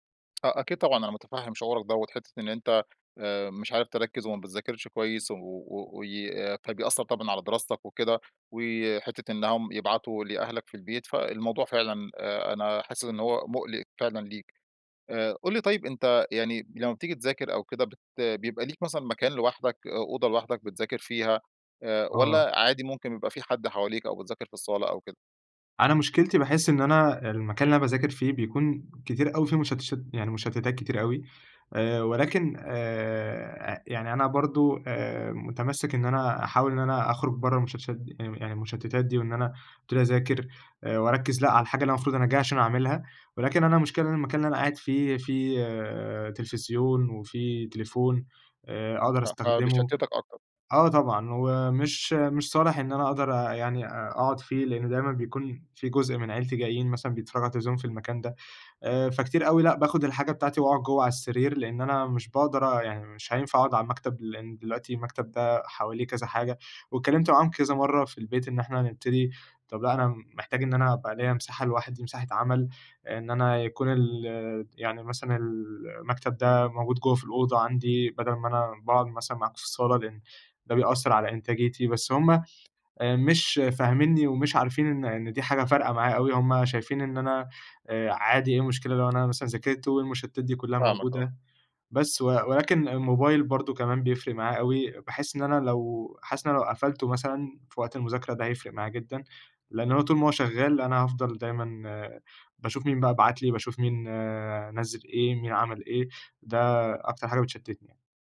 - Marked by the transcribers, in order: tapping; other background noise
- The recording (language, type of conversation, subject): Arabic, advice, إزاي أتعامل مع التشتت وقلة التركيز وأنا بشتغل أو بذاكر؟